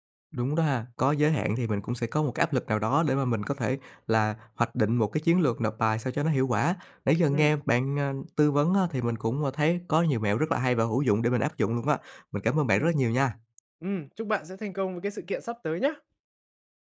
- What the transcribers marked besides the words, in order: tapping
- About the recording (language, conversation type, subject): Vietnamese, advice, Chủ nghĩa hoàn hảo làm chậm tiến độ